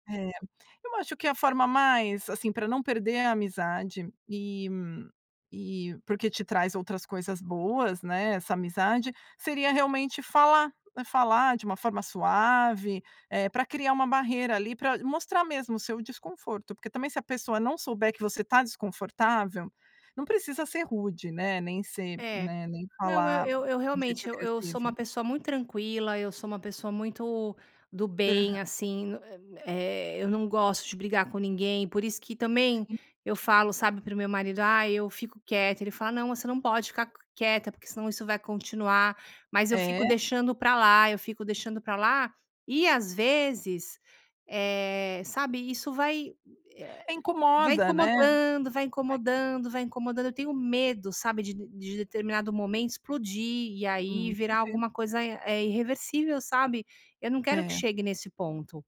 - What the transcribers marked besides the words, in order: unintelligible speech
- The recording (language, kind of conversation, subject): Portuguese, advice, Como lidar quando amigos criticam suas decisões financeiras ou suas prioridades de vida?